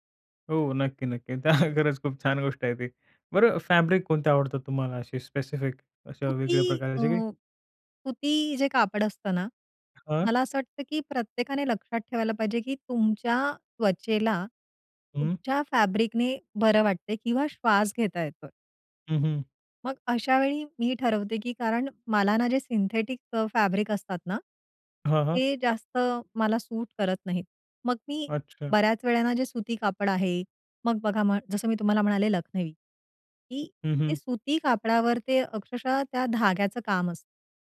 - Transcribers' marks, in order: laughing while speaking: "त्या"; in English: "फॅब्रिक"; other noise; in English: "फॅब्रिकने"; in English: "सिंथेटिक फॅब्रिक"
- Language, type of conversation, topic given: Marathi, podcast, पाश्चिमात्य आणि पारंपरिक शैली एकत्र मिसळल्यावर तुम्हाला कसे वाटते?